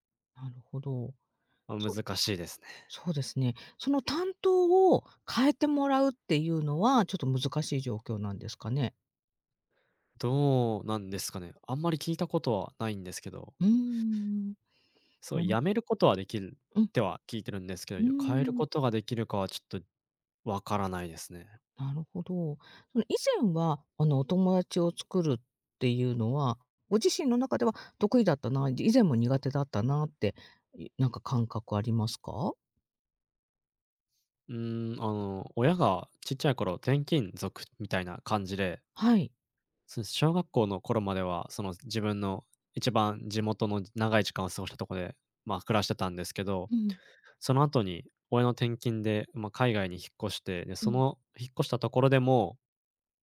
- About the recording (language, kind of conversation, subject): Japanese, advice, 新しい環境で友達ができず、孤独を感じるのはどうすればよいですか？
- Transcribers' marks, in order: none